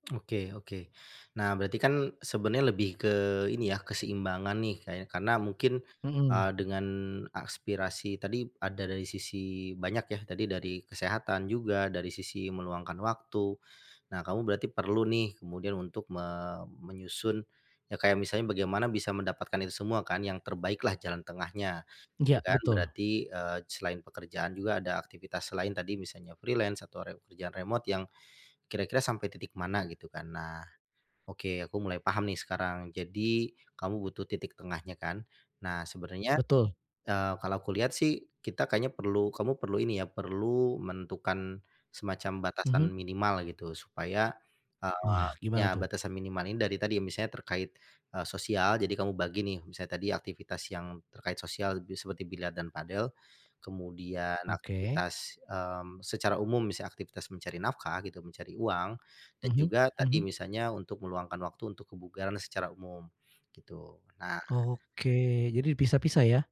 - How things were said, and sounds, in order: tongue click; in English: "freelance"; tapping
- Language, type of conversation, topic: Indonesian, advice, Bagaimana cara meluangkan lebih banyak waktu untuk hobi meski saya selalu sibuk?